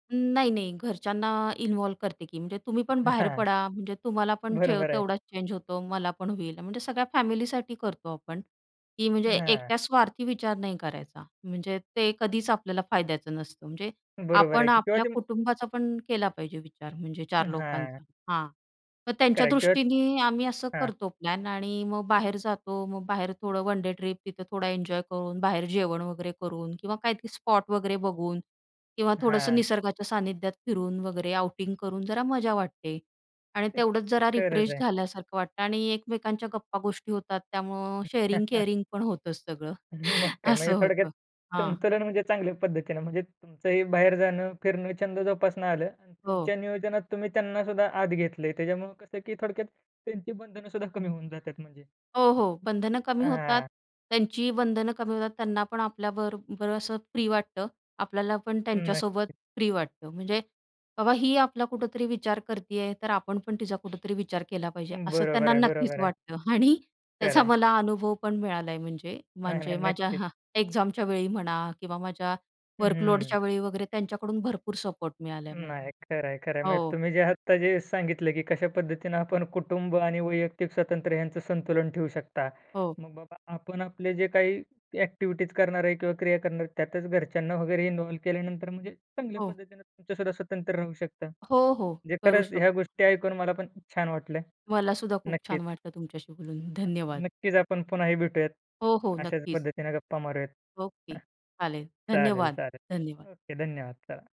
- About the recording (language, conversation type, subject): Marathi, podcast, कुटुंब आणि वैयक्तिक स्वातंत्र्यात समतोल कसा ठेवाल?
- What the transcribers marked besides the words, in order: in English: "इन्व्हॉल्व"; chuckle; laughing while speaking: "हां, बरोबर आहे"; in English: "चेंज"; unintelligible speech; in English: "वन डे ट्रिप"; unintelligible speech; in English: "रिफ्रेश"; chuckle; in English: "शेअरिंग-केअरिंग"; chuckle; scoff; laughing while speaking: "आणि"; other background noise; in English: "एक्झामच्यावेळी"; in English: "वर्कलोडच्या"; in English: "ॲक्टिव्हिटीज्"; in English: "इन्व्हॉल्व"